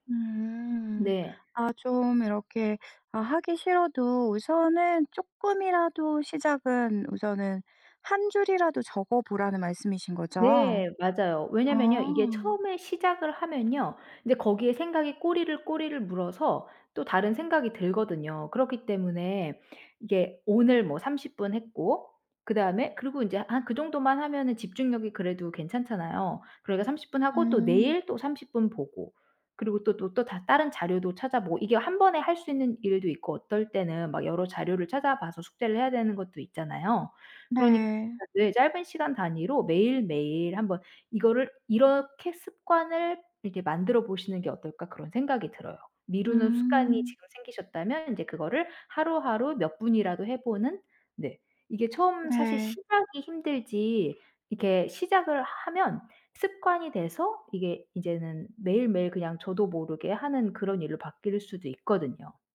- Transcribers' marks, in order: other background noise
- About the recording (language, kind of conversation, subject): Korean, advice, 중요한 프로젝트를 미루다 보니 마감이 코앞인데, 지금 어떻게 진행하면 좋을까요?